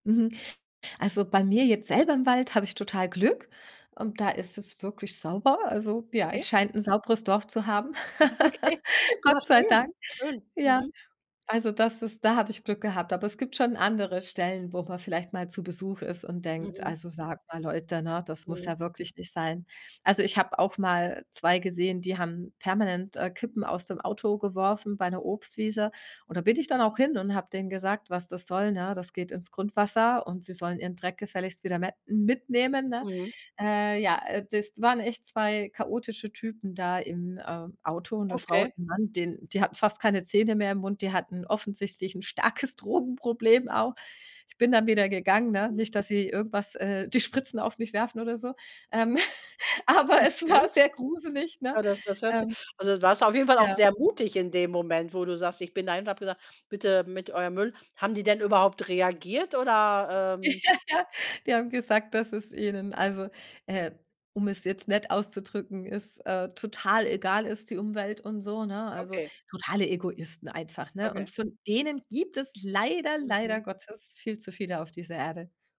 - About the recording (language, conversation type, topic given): German, podcast, Welcher Ort in der Natur fühlt sich für dich wie ein Zuhause an?
- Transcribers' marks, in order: laugh; laughing while speaking: "Ja, okay"; laughing while speaking: "Spritzen"; laugh; laughing while speaking: "aber es war sehr"; laughing while speaking: "Ja, ja"